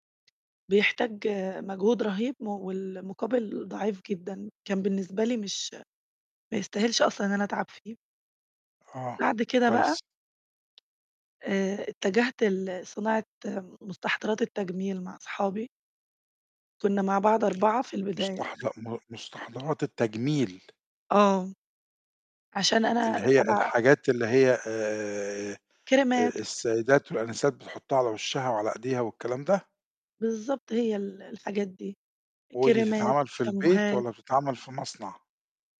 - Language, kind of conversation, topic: Arabic, podcast, إزاي بتقرر إنك تبدأ مشروعك الخاص؟
- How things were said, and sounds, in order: none